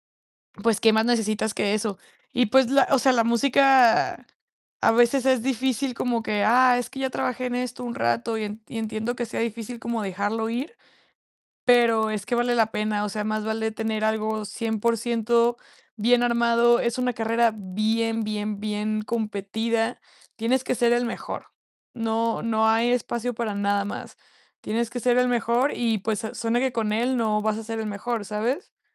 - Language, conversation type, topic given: Spanish, advice, ¿Cómo puedo tomar buenas decisiones cuando tengo poca información y hay incertidumbre?
- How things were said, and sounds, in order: tapping; static